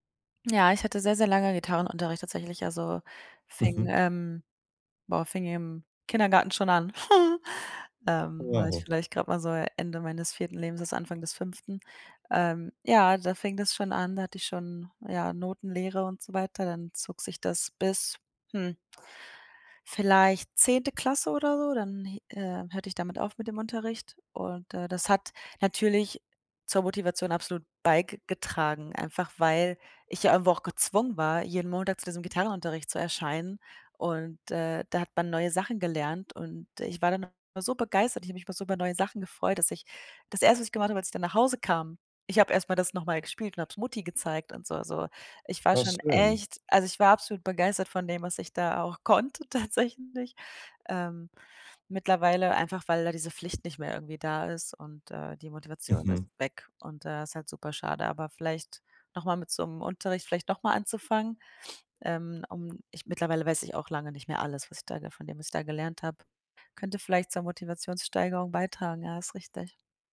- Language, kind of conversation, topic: German, advice, Wie finde ich Motivation, um Hobbys regelmäßig in meinen Alltag einzubauen?
- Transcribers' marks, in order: giggle; unintelligible speech; laughing while speaking: "konnte tatsächlich"